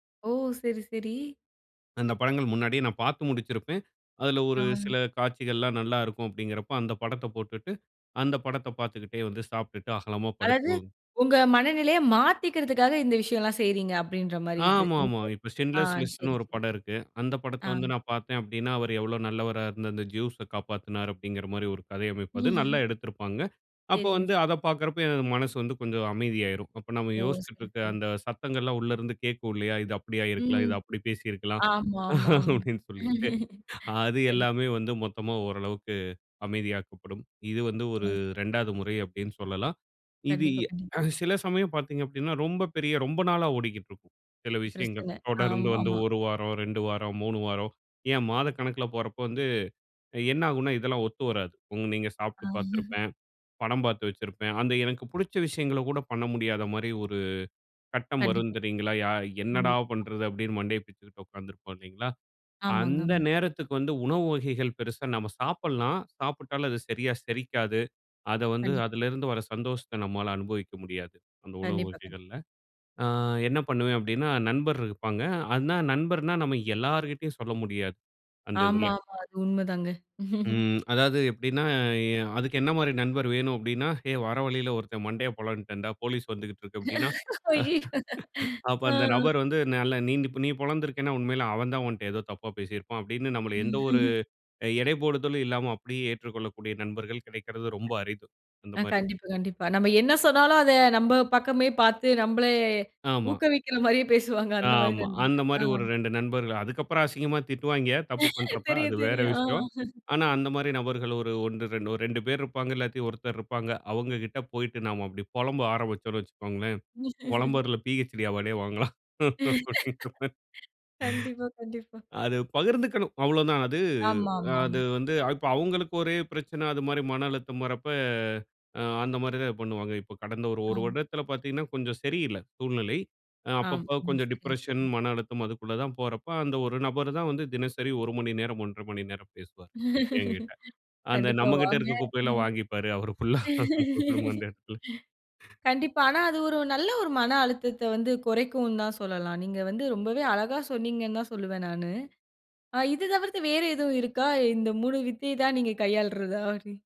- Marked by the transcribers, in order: in English: "Schindler's Listன்னு"; in English: "ஜ்யூஸ"; laugh; other noise; laugh; laughing while speaking: "அப்டீன்னு சொல்லிட்டு"; chuckle; disgusted: "ய என்னடா பண்றது?"; laugh; afraid: "ஏய் வர வழியில ஒருத்தன் மண்டையைப் பொளந்துட்டேண்டா, போலீஸ் வந்துகிட்டு இருக்கு"; laughing while speaking: "ஐயயோ! ஆ"; laugh; anticipating: "நல்லா நீந் நீ பொளந்திருக்கேனா உண்மையில அவன் தான் உன்ட்ட ஏதோ தப்பா பேசியிருப்பான்!"; laugh; other background noise; laughing while speaking: "மாதிரியே பேசுவாங்க"; laugh; chuckle; laugh; laugh; in English: "பிஹெச்டி அவார்டே"; laughing while speaking: "அப்டீங்கிற மாரி"; laugh; in English: "டிப்ரஷன்"; laugh; laughing while speaking: "ஃபுல்லா அந்த இடத்துல"; in English: "ஃபுல்லா"; unintelligible speech
- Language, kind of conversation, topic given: Tamil, podcast, மனஅழுத்தம் வந்தால் நீங்கள் முதலில் என்ன செய்கிறீர்கள்?